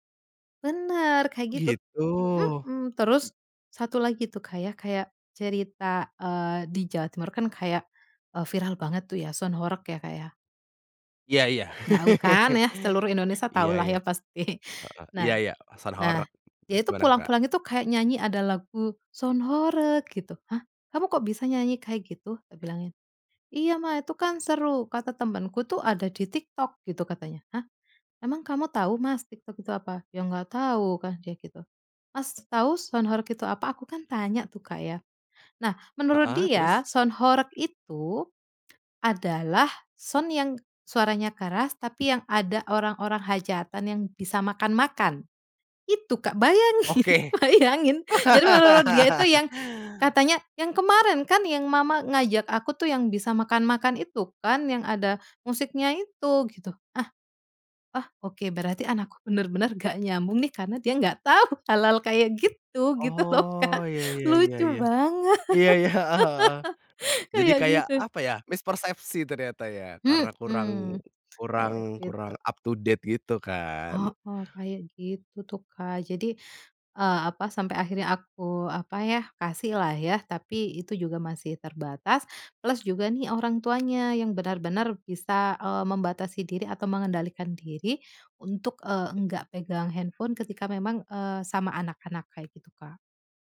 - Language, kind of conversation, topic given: Indonesian, podcast, Bagaimana kalian mengatur waktu layar gawai di rumah?
- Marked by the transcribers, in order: drawn out: "Gitu"; chuckle; in English: "sound"; laughing while speaking: "pasti"; in English: "Sound"; in English: "sound"; in English: "sound"; other background noise; in English: "sound"; tapping; laughing while speaking: "Oke"; laughing while speaking: "bayangin bayangin"; laugh; laughing while speaking: "tau"; laughing while speaking: "iya"; laughing while speaking: "gitu loh, Kak"; laughing while speaking: "banget"; laugh; in English: "up to date"